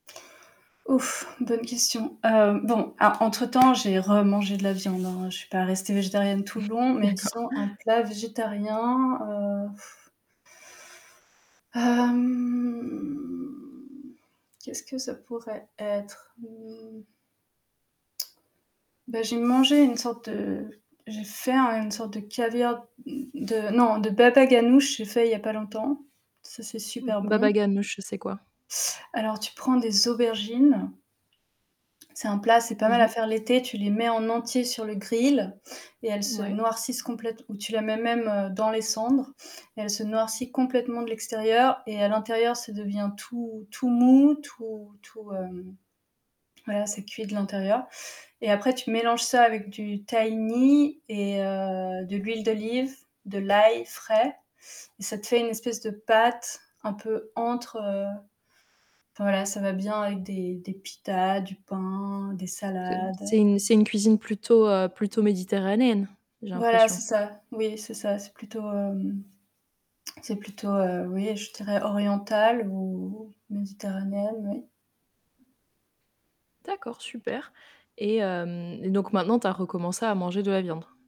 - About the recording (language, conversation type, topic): French, podcast, En quoi la cuisine de chez toi t’a-t-elle influencé(e) ?
- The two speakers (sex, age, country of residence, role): female, 25-29, France, host; female, 35-39, France, guest
- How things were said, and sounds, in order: static; other background noise; chuckle; sigh; drawn out: "hem"; tsk; distorted speech; tapping